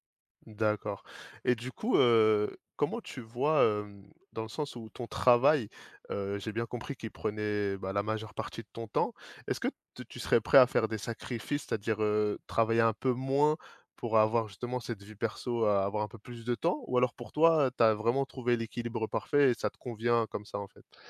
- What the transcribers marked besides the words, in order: stressed: "travail"; stressed: "moins"
- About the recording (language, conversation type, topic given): French, podcast, Comment gères-tu l’équilibre entre le travail et la vie personnelle ?